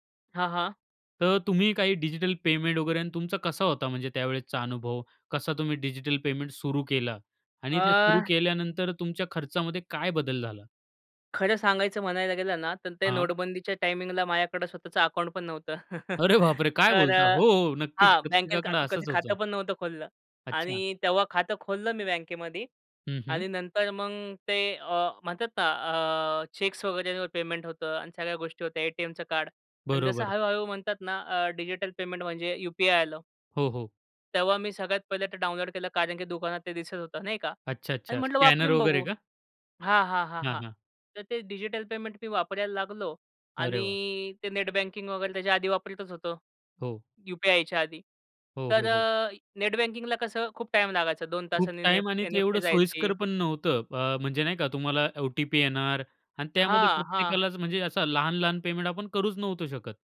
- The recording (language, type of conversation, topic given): Marathi, podcast, डिजिटल पेमेंटमुळे तुमच्या खर्चाच्या सवयींमध्ये कोणते बदल झाले?
- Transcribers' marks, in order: chuckle